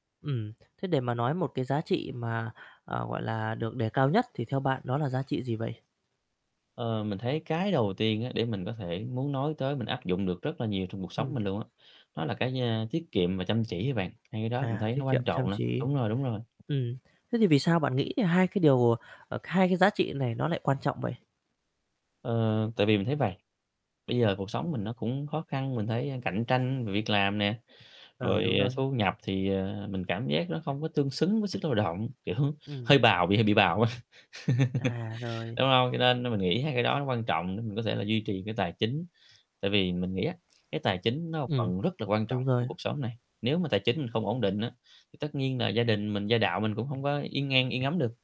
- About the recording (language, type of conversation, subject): Vietnamese, podcast, Gia đình bạn thường truyền dạy giá trị nào quan trọng nhất?
- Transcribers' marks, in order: static; tapping; other background noise; laughing while speaking: "kiểu, hơi bào, bị hơi bị bào á"; laugh